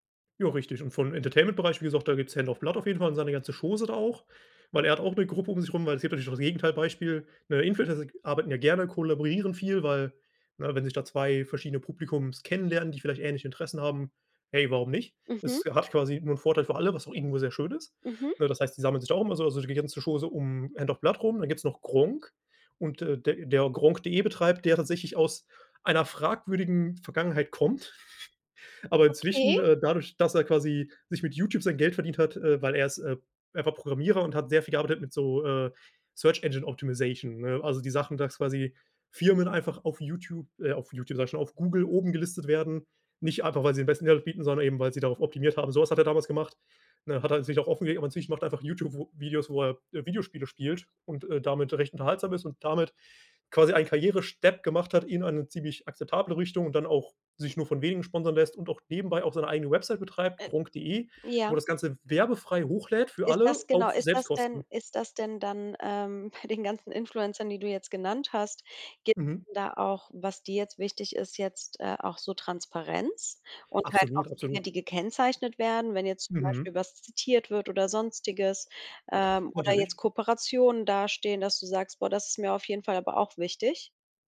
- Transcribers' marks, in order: in English: "Entertainment"; "Publika" said as "Publikums"; chuckle; other background noise; in English: "Search Engine Optimization"; laughing while speaking: "bei"
- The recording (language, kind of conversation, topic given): German, podcast, Was macht für dich einen glaubwürdigen Influencer aus?